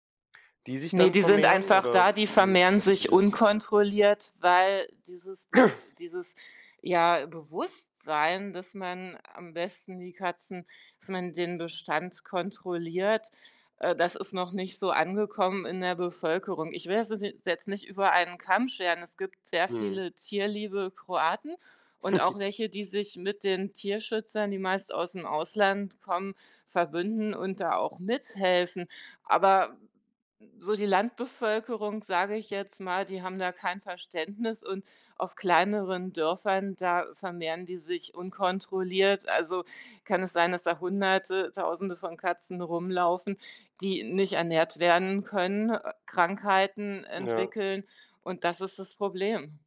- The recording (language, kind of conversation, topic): German, podcast, Kannst du von einem Tier erzählen, das du draußen gesehen hast?
- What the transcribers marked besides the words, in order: throat clearing; unintelligible speech; chuckle